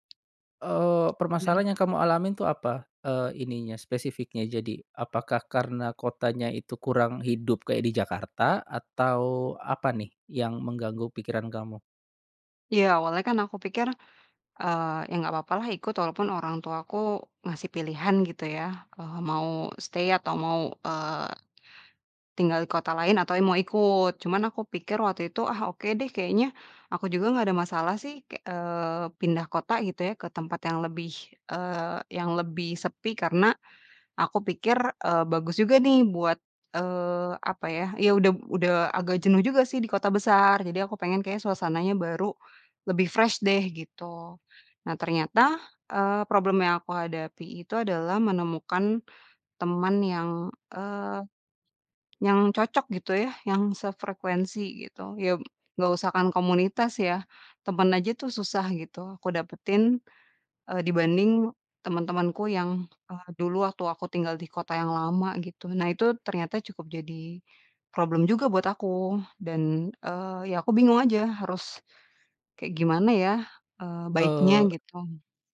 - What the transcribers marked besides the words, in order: in English: "stay"; in English: "fresh"; in English: "problem"; in English: "problem"
- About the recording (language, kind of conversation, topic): Indonesian, advice, Bagaimana cara pindah ke kota baru tanpa punya teman dekat?
- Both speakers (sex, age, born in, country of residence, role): female, 30-34, Indonesia, Indonesia, user; male, 35-39, Indonesia, Indonesia, advisor